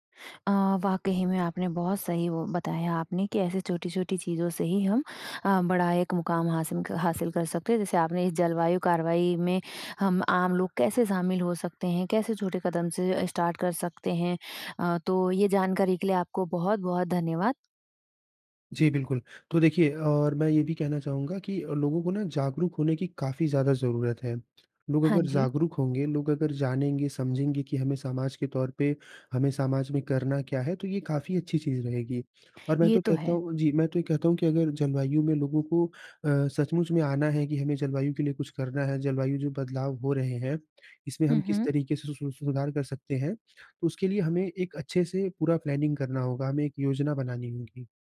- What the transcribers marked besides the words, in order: in English: "स्टार्ट"; other background noise; in English: "प्लानिंग"
- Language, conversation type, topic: Hindi, podcast, एक आम व्यक्ति जलवायु कार्रवाई में कैसे शामिल हो सकता है?